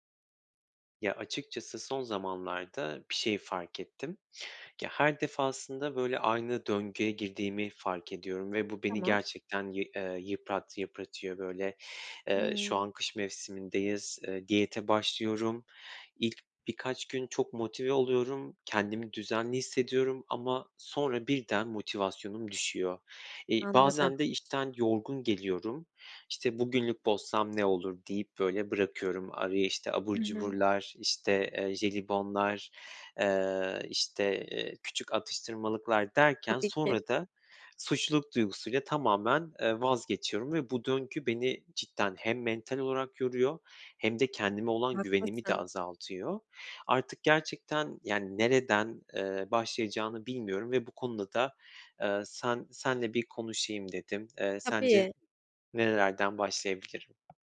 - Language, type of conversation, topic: Turkish, advice, Diyete başlayıp motivasyonumu kısa sürede kaybetmemi nasıl önleyebilirim?
- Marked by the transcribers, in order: tapping